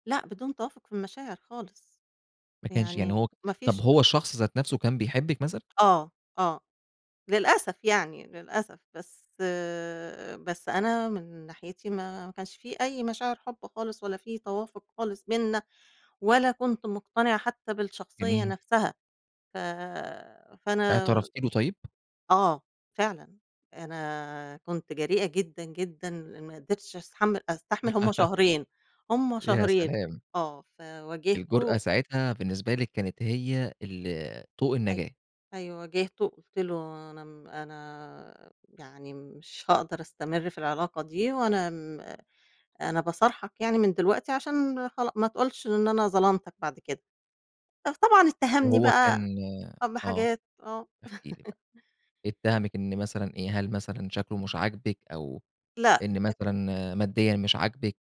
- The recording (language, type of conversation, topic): Arabic, podcast, إنت بتفضّل تختار شريك حياتك على أساس القيم ولا المشاعر؟
- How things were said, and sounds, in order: laugh; laugh; unintelligible speech; unintelligible speech